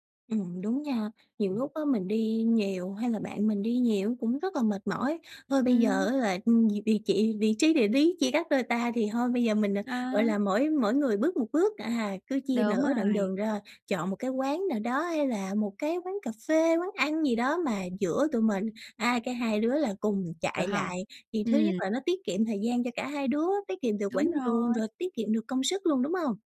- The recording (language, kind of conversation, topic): Vietnamese, advice, Vì sao mối quan hệ giữa tôi và bạn bè ngày càng xa cách?
- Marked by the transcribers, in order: other background noise